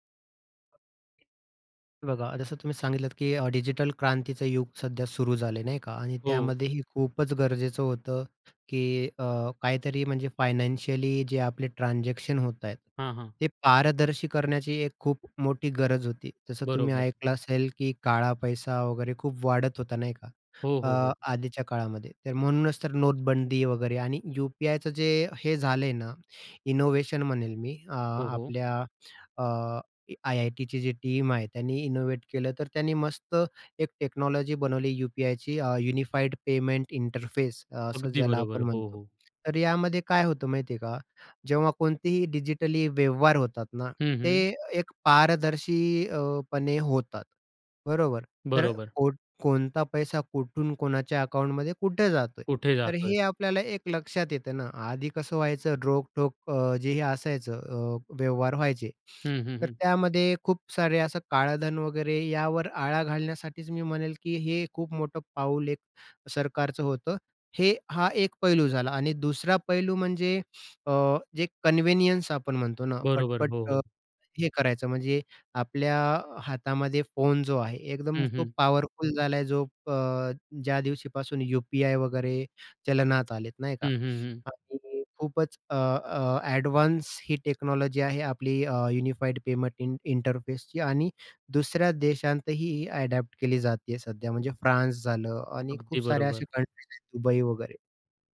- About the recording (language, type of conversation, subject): Marathi, podcast, डिजिटल चलन आणि व्यवहारांनी रोजची खरेदी कशी बदलेल?
- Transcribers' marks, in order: tapping; in English: "ट्रान्झॅक्शन"; in English: "इनोवेशन"; in English: "टीम"; in English: "इनोव्हेट"; in English: "टेक्नॉलॉजी"; in English: "युनिफाईड पेमेंट इंटरफेस"; lip smack; in English: "कन्व्हिनियन्स"; in English: "ॲडव्हान्स"; in English: "टेक्नॉलॉजी"; in English: "युनिफाईड पेमेंट इं इंटरफेसची"; in English: "ॲडॅप्ट"; in English: "कंट्रीज"